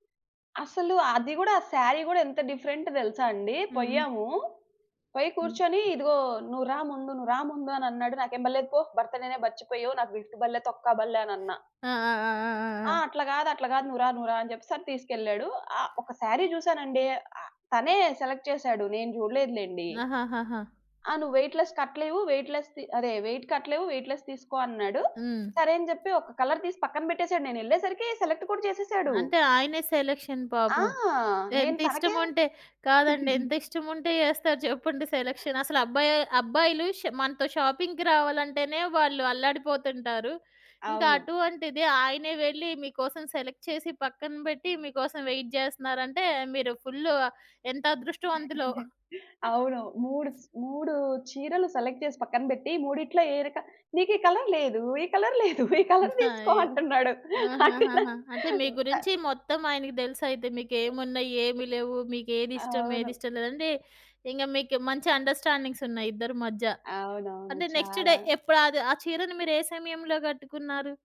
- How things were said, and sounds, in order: in English: "సారీ"; in English: "డిఫరెంట్"; in English: "గిఫ్ట్"; other background noise; in English: "సారీ"; in English: "సెలెక్ట్"; in English: "వెయిట్ లెస్"; in English: "వెయిట్ లెస్"; in English: "వెయిట్"; in English: "వెయిట్ లెస్"; in English: "కలర్"; in English: "సెలెక్ట్"; in English: "సెలక్షన్"; chuckle; in English: "సెలక్షన్"; in English: "షాపింగ్‌కి"; tapping; in English: "సెలెక్ట్"; in English: "వెయిట్"; chuckle; in English: "ఫుల్"; in English: "సెలెక్ట్"; laughing while speaking: "నీకీ కలర్ లేదు ఈ కలర్ … అంటే నా ప"; in English: "కలర్"; in English: "కలర్"; in English: "కలర్"; in English: "అండస్టాండింగ్స్"; in English: "నెక్స్ట్ డే"
- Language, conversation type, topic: Telugu, podcast, బ్యాగ్ పోవడం కంటే ఎక్కువ భయంకరమైన అనుభవం నీకు ఎప్పుడైనా ఎదురైందా?